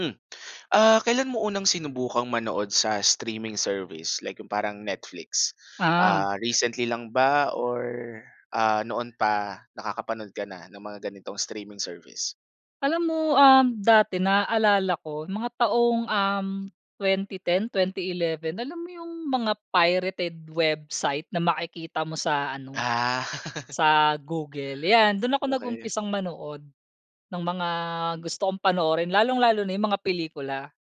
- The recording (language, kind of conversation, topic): Filipino, podcast, Paano nagbago ang panonood mo ng telebisyon dahil sa mga serbisyong panonood sa internet?
- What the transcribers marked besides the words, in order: in English: "streaming service"; in English: "recently"; in English: "streaming service?"; in English: "pirated website"; laugh